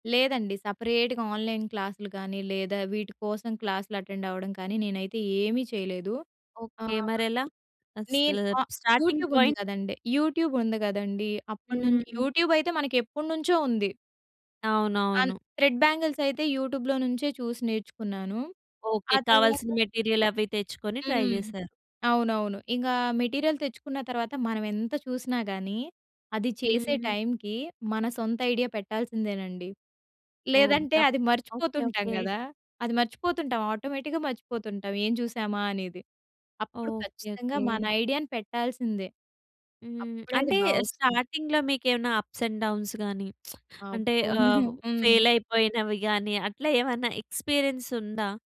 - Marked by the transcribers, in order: in English: "సెపరేట్‌గా ఆన్లైన్"; in English: "అటెండ్"; in English: "స్టార్టింగ్ పాయింట్"; in English: "యూట్యూబ్"; in English: "యూట్యూబ్"; in English: "యూట్యూబ్"; in English: "త్రెడ్ బ్యాంగిల్స్"; in English: "యూట్యూబ్‌లో"; other background noise; in English: "మెటీరియల్"; in English: "ట్రై"; in English: "మెటీరియల్"; in English: "ఆటోమేటిక్‌గా"; in English: "స్టార్టింగ్‌లో"; in English: "అప్స్ అండ్ డౌన్స్"; lip smack; chuckle; in English: "ఫెయిల్"; in English: "ఎక్స్‌పీరియెన్స్"
- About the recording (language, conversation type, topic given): Telugu, podcast, భవిష్యత్తులో మీ సృజనాత్మక స్వరూపం ఎలా ఉండాలని మీరు ఆశిస్తారు?